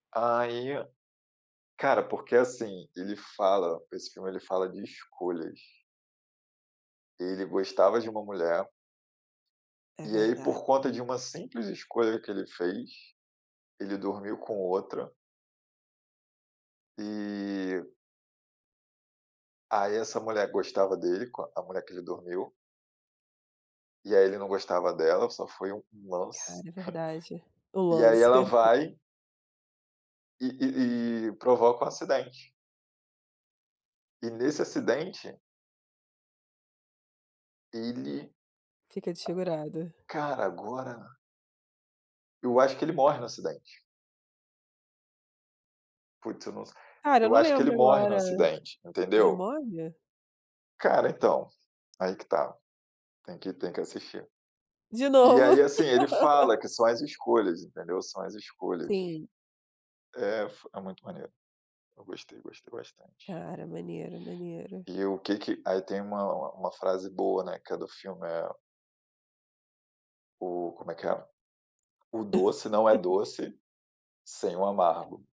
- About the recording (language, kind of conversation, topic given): Portuguese, unstructured, Como você decide entre assistir a um filme ou a uma série?
- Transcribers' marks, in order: chuckle; tapping; laugh; other background noise; laugh